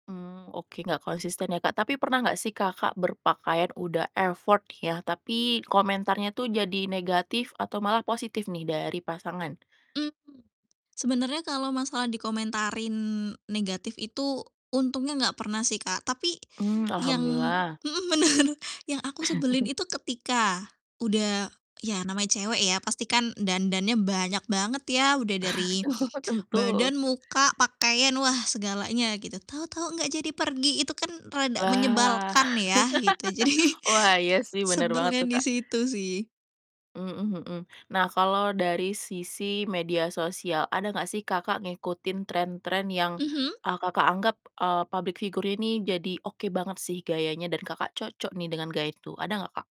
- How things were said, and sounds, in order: in English: "effort"; laughing while speaking: "bener"; chuckle; chuckle; laughing while speaking: "Oh"; other background noise; laugh; laughing while speaking: "Jadi"; in English: "public figure"
- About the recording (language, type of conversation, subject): Indonesian, podcast, Apa yang biasanya membuatmu ingin mengubah penampilan?